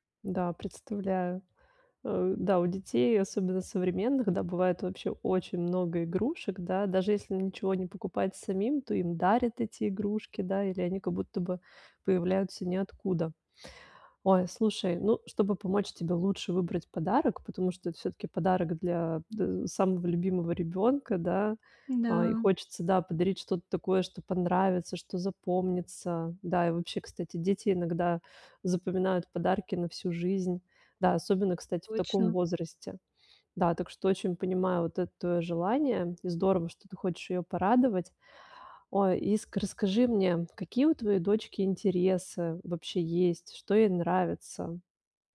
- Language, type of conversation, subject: Russian, advice, Как выбрать хороший подарок, если я не знаю, что купить?
- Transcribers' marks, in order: tapping